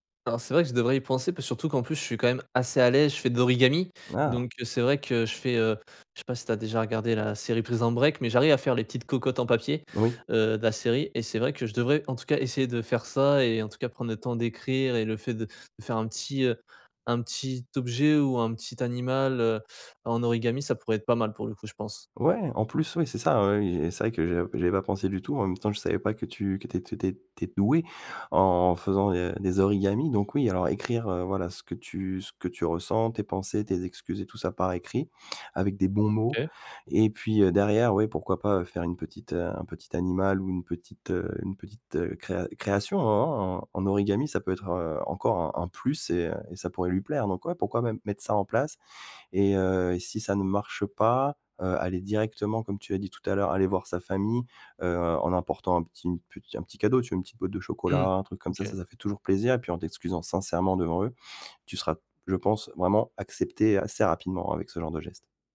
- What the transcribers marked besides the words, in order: none
- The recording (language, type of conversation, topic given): French, advice, Comment puis-je m’excuser sincèrement après une dispute ?